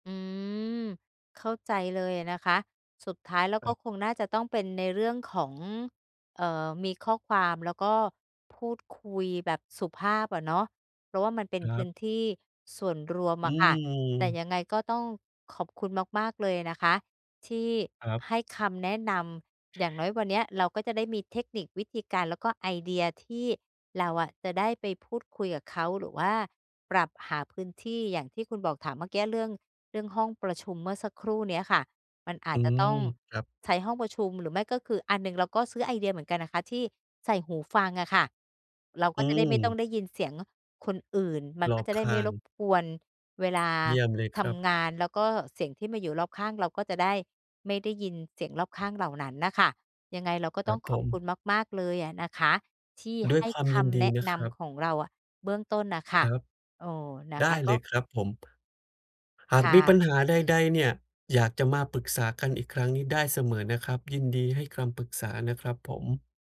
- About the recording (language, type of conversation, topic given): Thai, advice, จะจัดการเสียงรบกวนและขอบเขตในพื้นที่ทำงานร่วมกับผู้อื่นอย่างไร?
- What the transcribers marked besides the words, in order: other background noise